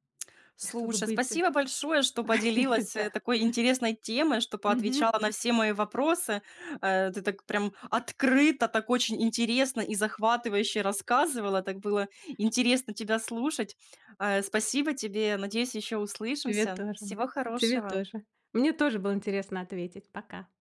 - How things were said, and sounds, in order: chuckle; other background noise
- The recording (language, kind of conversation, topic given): Russian, podcast, Какие простые привычки помогают тебе каждый день чувствовать себя увереннее?